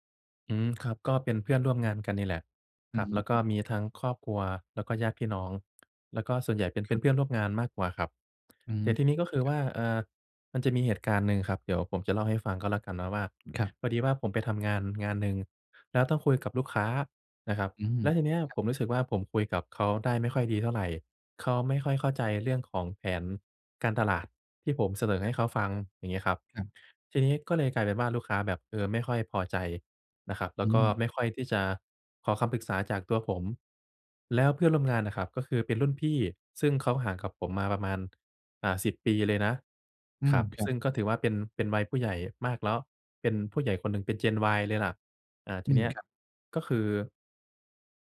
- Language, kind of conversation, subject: Thai, advice, จะรับมือกับความกลัวว่าจะล้มเหลวหรือถูกผู้อื่นตัดสินได้อย่างไร?
- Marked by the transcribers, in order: other noise; tapping; lip smack